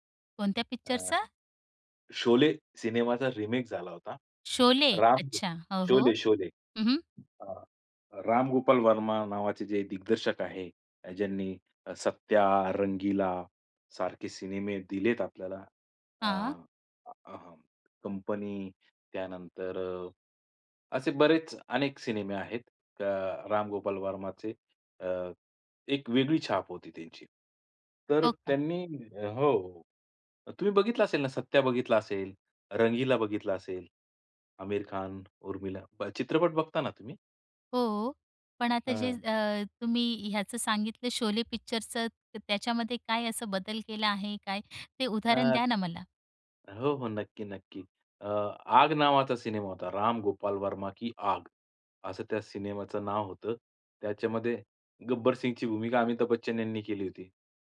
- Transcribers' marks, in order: in English: "पिक्चरचा?"; in French: "सिनेमाचा"; in English: "रिमेक"; in French: "सिनेमे"; in French: "सिनेमे"; other background noise; in English: "पिक्चरचं"; in French: "सिनेमा"; in Hindi: "राम गोपाल वर्मा की आग"; in French: "सिनेमाचं"
- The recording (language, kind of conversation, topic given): Marathi, podcast, रीमिक्स आणि रिमेकबद्दल तुमचं काय मत आहे?